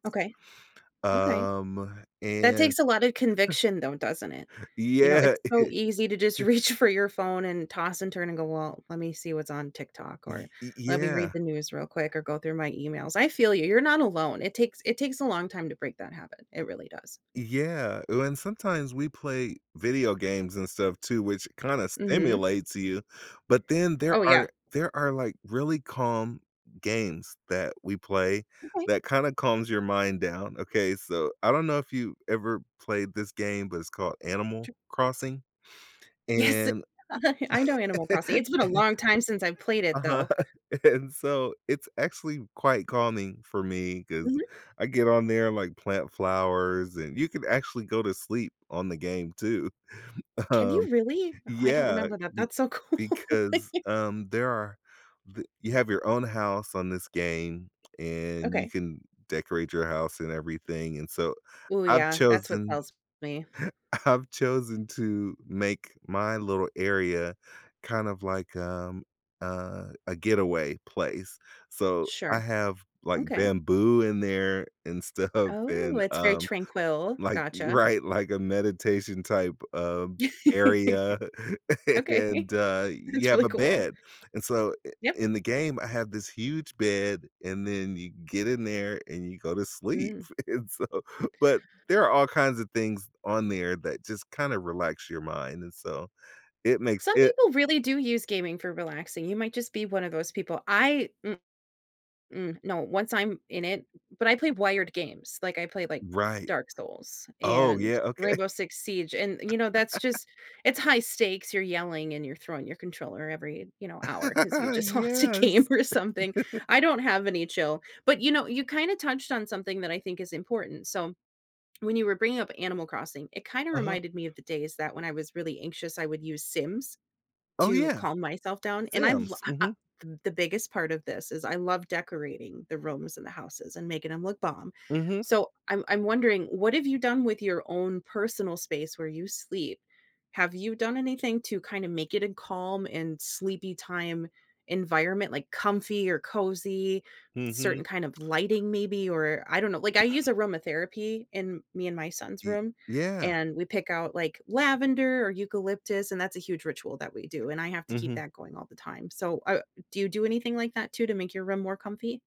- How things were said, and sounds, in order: chuckle; laughing while speaking: "reach"; laughing while speaking: "Yeah"; chuckle; tapping; stressed: "Yes"; chuckle; chuckle; other background noise; chuckle; laughing while speaking: "Um"; laughing while speaking: "cool"; laugh; laughing while speaking: "I've"; laughing while speaking: "stuff"; chuckle; laughing while speaking: "and uh"; chuckle; laughing while speaking: "Okay. That's"; laughing while speaking: "And so"; laughing while speaking: "okay"; chuckle; laugh; joyful: "Yes"; laughing while speaking: "lost a game or something"; chuckle; lip smack
- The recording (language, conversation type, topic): English, unstructured, How can I calm my mind for better sleep?
- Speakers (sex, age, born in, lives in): female, 35-39, United States, United States; male, 50-54, United States, United States